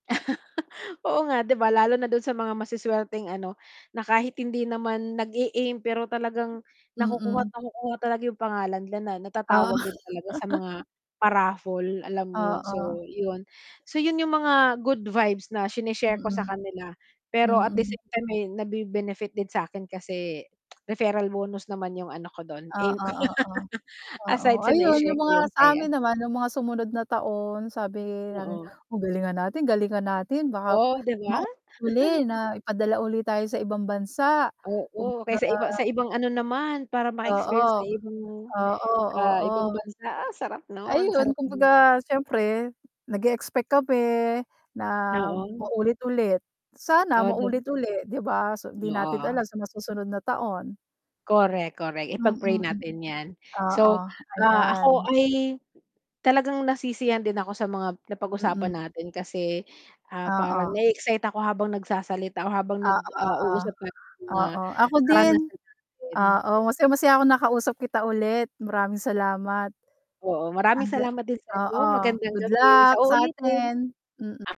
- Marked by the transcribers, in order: laugh; static; distorted speech; tapping; laugh; tsk; laugh; chuckle
- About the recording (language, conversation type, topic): Filipino, unstructured, Ano ang pinakanakakatuwang karanasan mo sa trabaho?